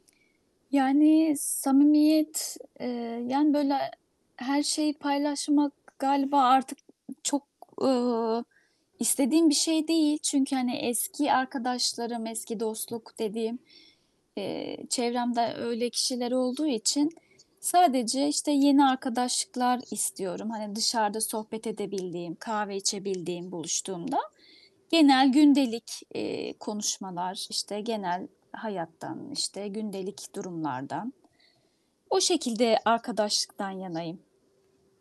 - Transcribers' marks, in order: static; other background noise
- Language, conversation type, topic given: Turkish, unstructured, Sevdiğin birini kaybetmek hayatını nasıl değiştirdi?